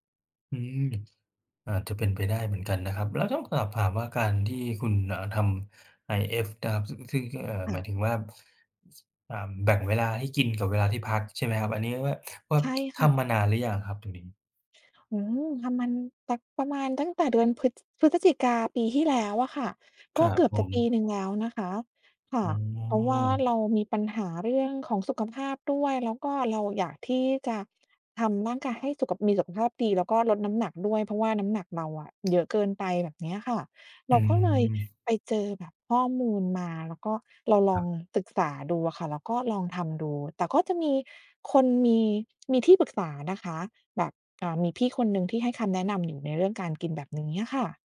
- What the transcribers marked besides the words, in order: tapping; other noise; "ครับ" said as "ฮับ"; "ว่า" said as "ว่าบ"
- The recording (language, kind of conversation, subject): Thai, advice, คุณมีวิธีจัดการกับการกินไม่เป็นเวลาและการกินจุบจิบตลอดวันอย่างไร?